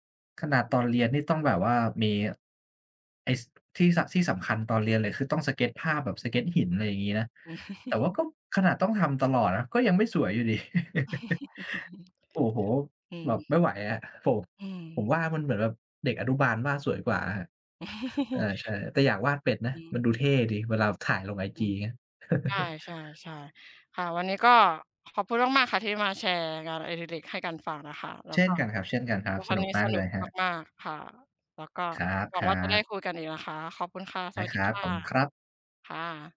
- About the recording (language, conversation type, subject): Thai, unstructured, คุณคิดว่างานอดิเรกช่วยพัฒนาทักษะชีวิตได้อย่างไร?
- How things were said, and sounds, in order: other background noise; chuckle; chuckle; chuckle; chuckle